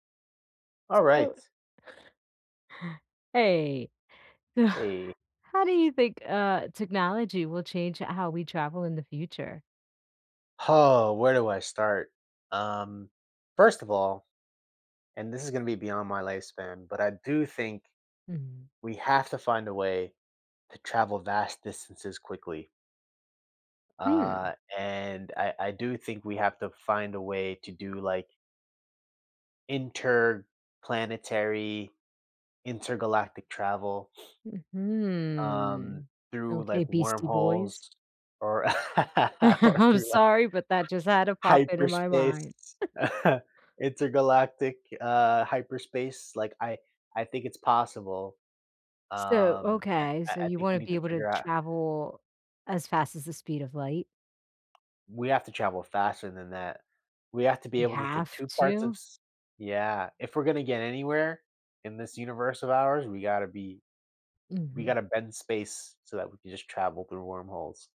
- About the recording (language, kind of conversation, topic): English, unstructured, How will technology change the way we travel in the future?
- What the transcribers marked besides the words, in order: other background noise; chuckle; tapping; sniff; drawn out: "Mhm"; laugh; laughing while speaking: "or through, like"; chuckle; laugh; laugh; stressed: "have"